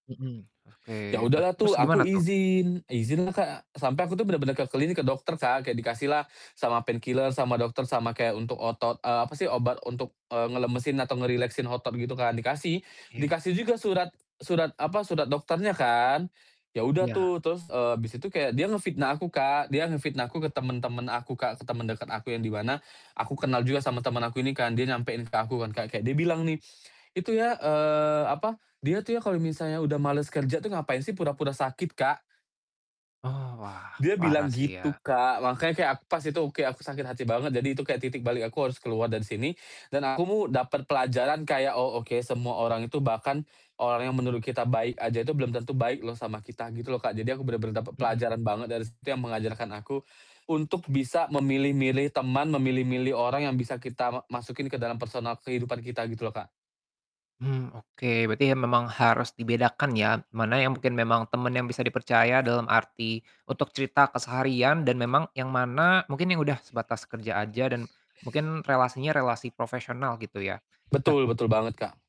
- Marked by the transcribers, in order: distorted speech; in English: "pain killer"; mechanical hum; tapping; other background noise
- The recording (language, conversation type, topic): Indonesian, podcast, Bagaimana kamu menjaga batasan di lingkungan kerja?